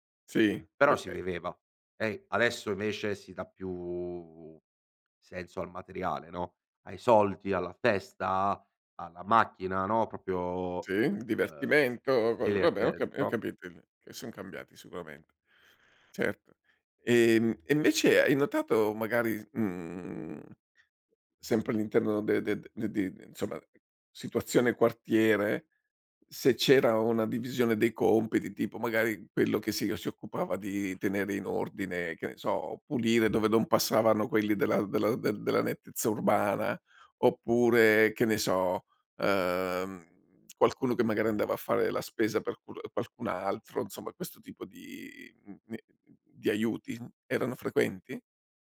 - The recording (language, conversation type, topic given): Italian, podcast, Quali valori dovrebbero unire un quartiere?
- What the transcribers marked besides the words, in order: "Proprio" said as "propio"; "vabbè" said as "vabè"; unintelligible speech; lip smack; "insomma" said as "nsomma"